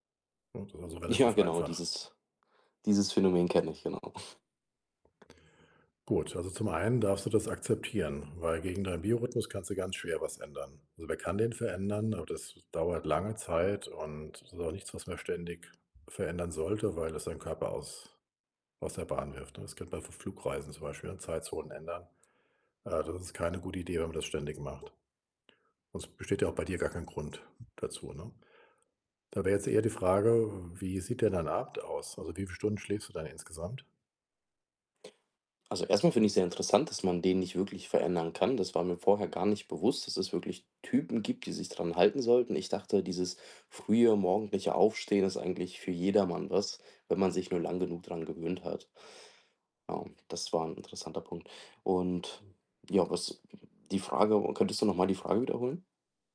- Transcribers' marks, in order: chuckle
- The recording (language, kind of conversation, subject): German, advice, Wie kann ich schlechte Gewohnheiten langfristig und nachhaltig ändern?